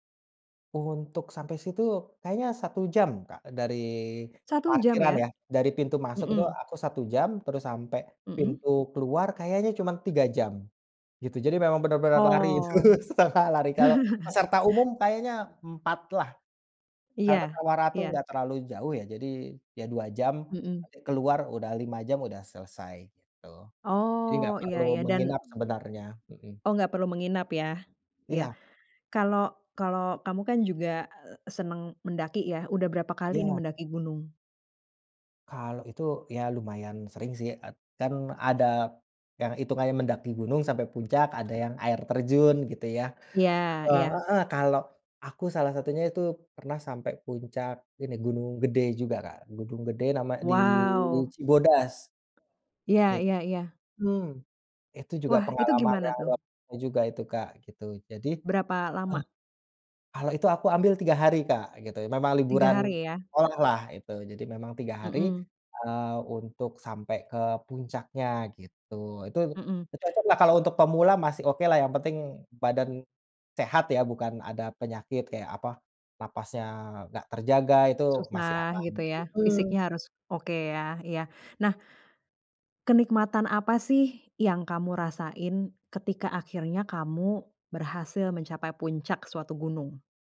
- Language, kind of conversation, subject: Indonesian, podcast, Ceritakan pengalaman paling berkesanmu saat berada di alam?
- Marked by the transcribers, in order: laughing while speaking: "itu setengah lari"; chuckle; other background noise; tapping